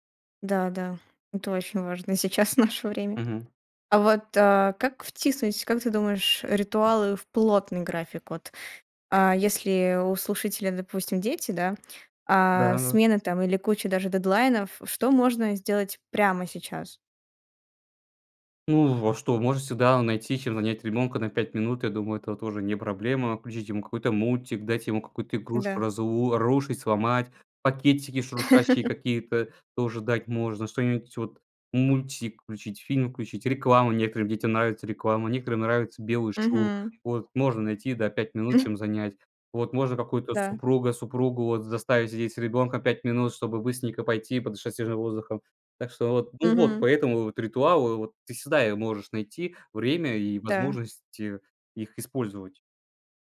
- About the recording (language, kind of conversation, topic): Russian, podcast, Как маленькие ритуалы делают твой день лучше?
- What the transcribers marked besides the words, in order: chuckle; tapping; other background noise; laugh; chuckle